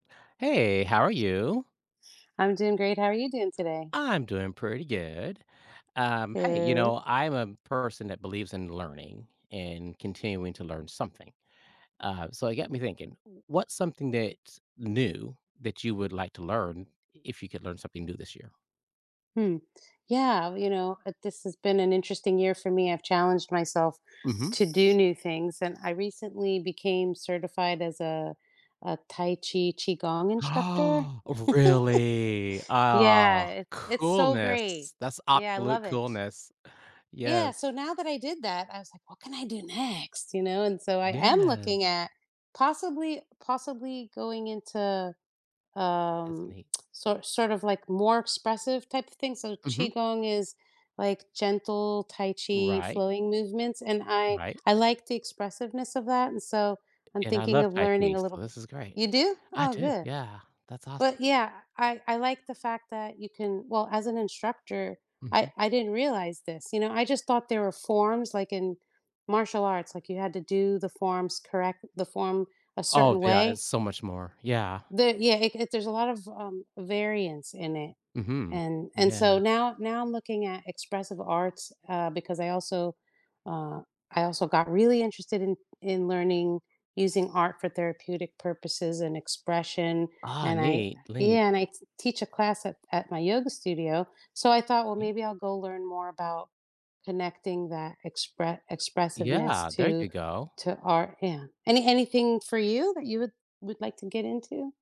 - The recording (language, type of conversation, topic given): English, unstructured, How do you choose what new skills or interests to pursue in your life?
- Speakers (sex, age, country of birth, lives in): female, 55-59, United States, United States; male, 55-59, United States, United States
- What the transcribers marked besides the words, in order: other background noise; chuckle; tapping